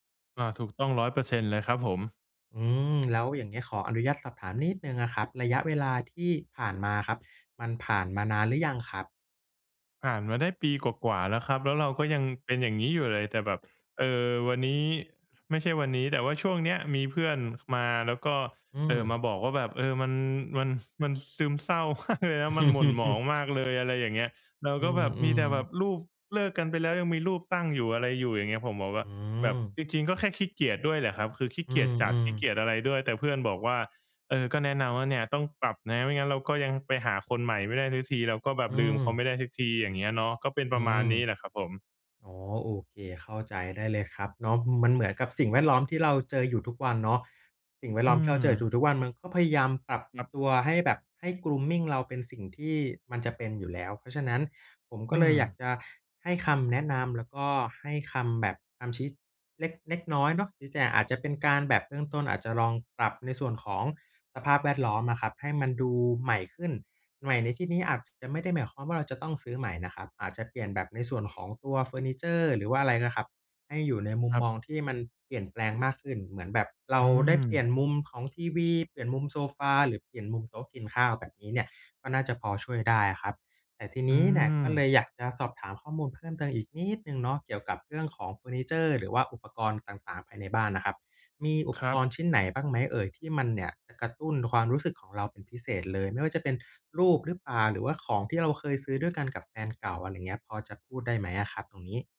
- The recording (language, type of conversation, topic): Thai, advice, ฉันควรจัดสภาพแวดล้อมรอบตัวอย่างไรเพื่อเลิกพฤติกรรมที่ไม่ดี?
- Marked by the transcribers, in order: laughing while speaking: "มากเลยนะ"; chuckle; in English: "grooming"